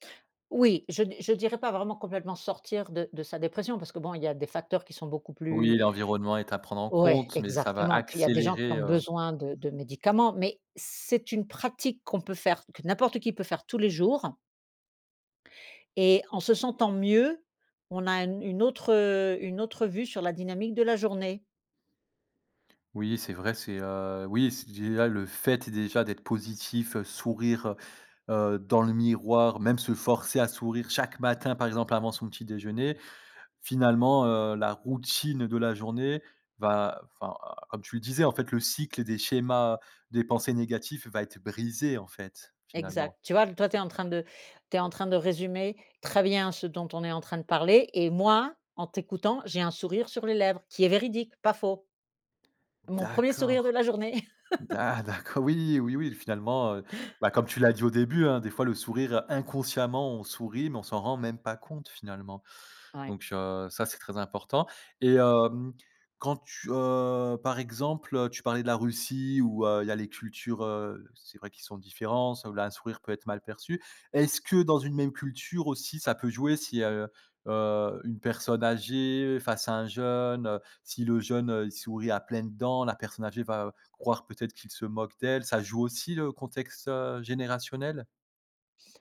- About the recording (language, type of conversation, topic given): French, podcast, Comment distinguer un vrai sourire d’un sourire forcé ?
- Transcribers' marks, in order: laughing while speaking: "d'acco"; chuckle